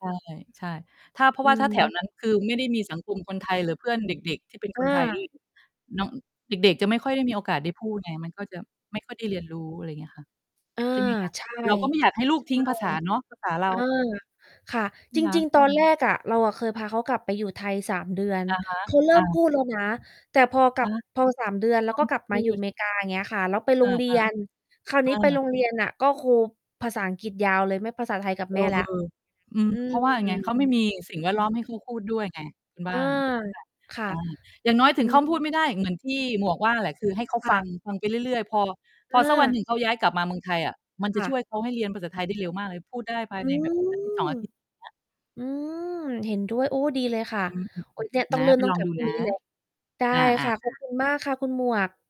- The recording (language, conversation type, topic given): Thai, unstructured, การดูหนังร่วมกับครอบครัวมีความหมายอย่างไรสำหรับคุณ?
- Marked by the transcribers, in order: distorted speech; background speech; unintelligible speech; tapping